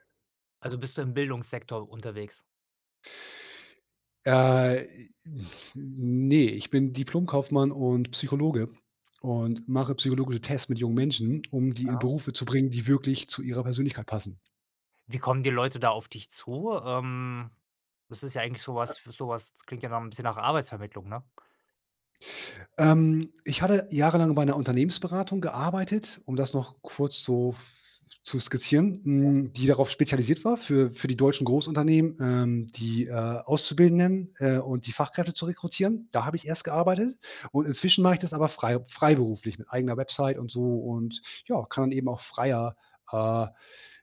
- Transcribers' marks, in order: other noise
- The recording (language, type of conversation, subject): German, podcast, Was war dein mutigstes Gespräch?